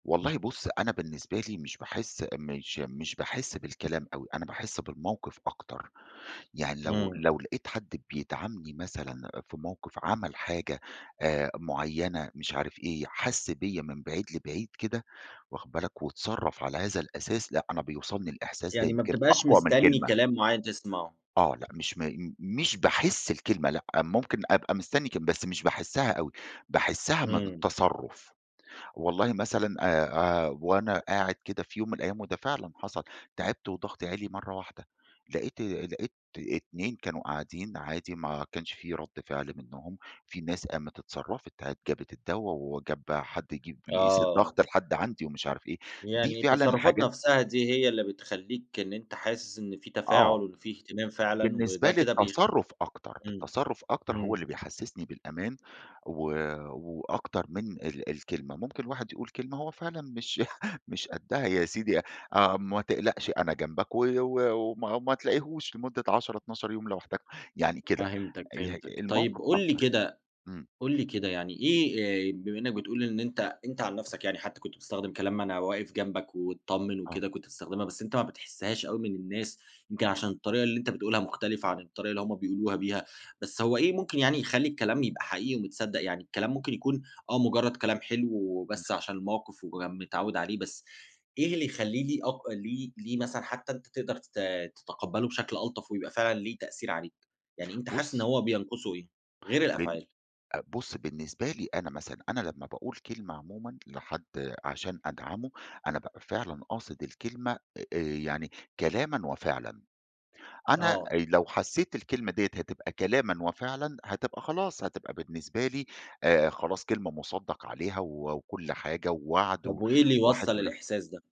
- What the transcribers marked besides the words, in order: other background noise; tapping; chuckle; unintelligible speech
- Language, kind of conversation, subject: Arabic, podcast, إيه الكلمات اللي بتخلّي الناس تحس بالأمان؟
- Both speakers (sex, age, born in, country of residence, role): male, 30-34, Egypt, Germany, host; male, 40-44, Egypt, Egypt, guest